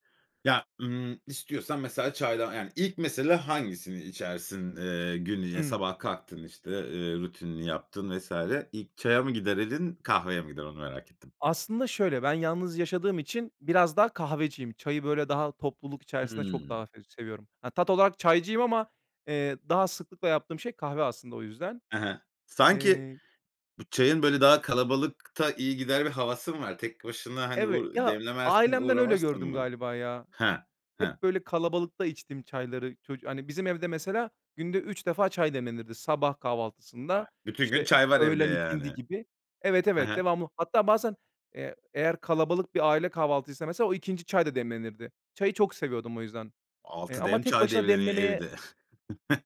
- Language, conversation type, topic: Turkish, podcast, Kahve veya çay demleme ritüelin nasıl?
- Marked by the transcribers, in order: unintelligible speech; tapping; chuckle